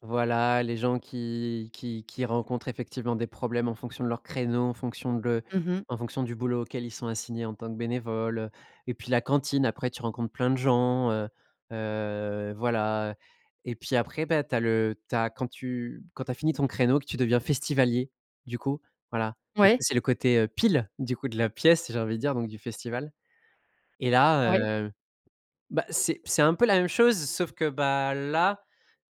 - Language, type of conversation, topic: French, podcast, Comment fais-tu pour briser l’isolement quand tu te sens seul·e ?
- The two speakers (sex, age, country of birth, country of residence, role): female, 40-44, France, Netherlands, host; male, 30-34, France, France, guest
- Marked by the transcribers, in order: stressed: "pile"; stressed: "là"